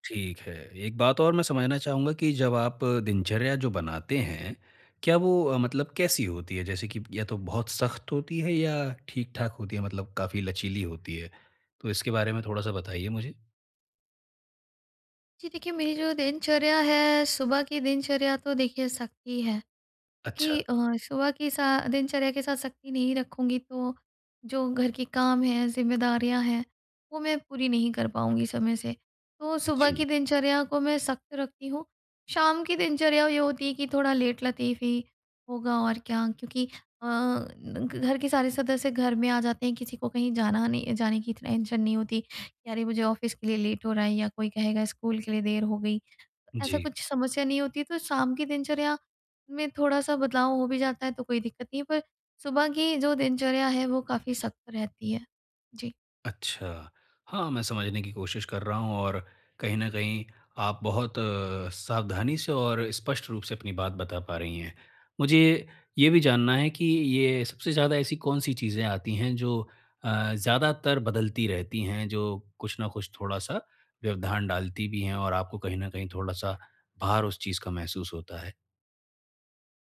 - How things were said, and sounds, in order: in English: "लेट"; in English: "टेंशन"; in English: "ऑफिस"; in English: "लेट"
- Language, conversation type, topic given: Hindi, advice, मैं रोज़ एक स्थिर दिनचर्या कैसे बना सकता/सकती हूँ और उसे बनाए कैसे रख सकता/सकती हूँ?